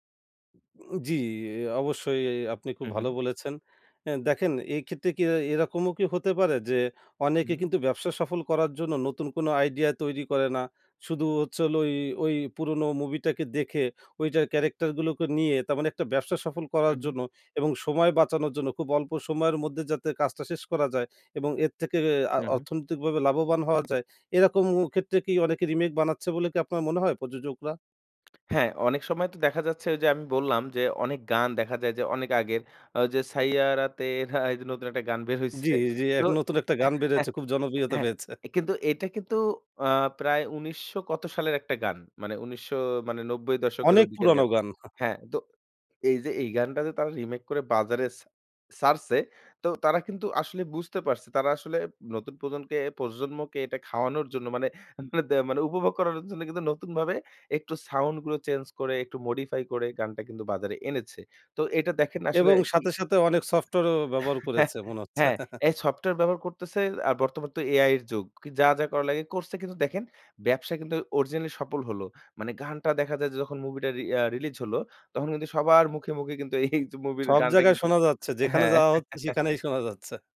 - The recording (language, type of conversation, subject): Bengali, podcast, রিমেক কি ভালো, না খারাপ—আপনি কেন এমন মনে করেন?
- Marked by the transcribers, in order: singing: "সাইয়ারা তেরা"; in Hindi: "সাইয়ারা তেরা"; laugh; laughing while speaking: "পেয়েছে"; chuckle; laughing while speaking: "দে"; in English: "modify"; chuckle; chuckle; laughing while speaking: "এইযে মুভির গানটা"; chuckle